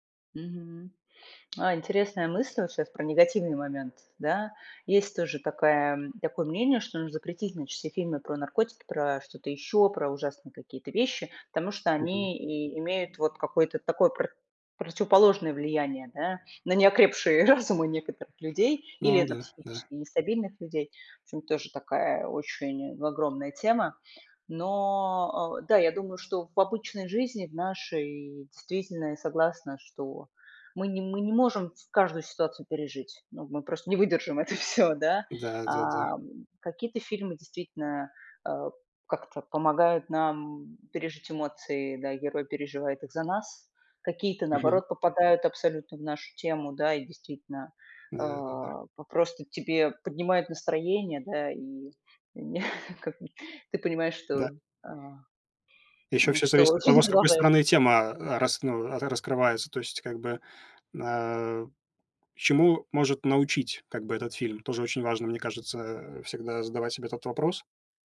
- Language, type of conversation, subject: Russian, unstructured, Почему фильмы часто вызывают сильные эмоции у зрителей?
- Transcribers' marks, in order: tapping; laughing while speaking: "разумы"; laughing while speaking: "это всё"; other background noise; chuckle